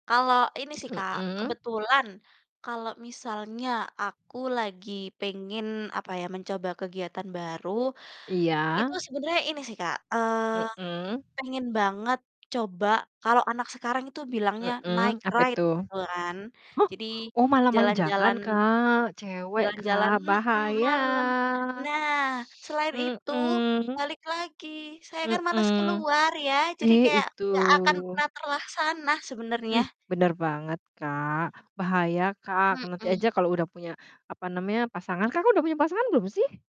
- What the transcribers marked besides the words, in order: in English: "night ride"; chuckle; drawn out: "bahaya"
- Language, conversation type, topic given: Indonesian, unstructured, Apa kegiatan yang paling kamu nikmati saat waktu luang?